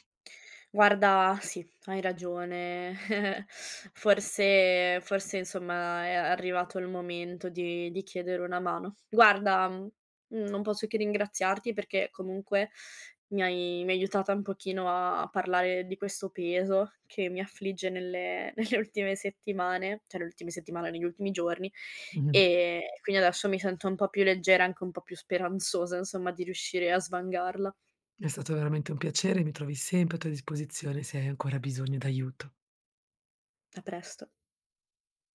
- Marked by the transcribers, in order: chuckle; teeth sucking; laughing while speaking: "nelle ultime"; "cioè" said as "ceh"
- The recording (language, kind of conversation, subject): Italian, advice, Come posso bilanciare il risparmio con le spese impreviste senza mettere sotto pressione il mio budget?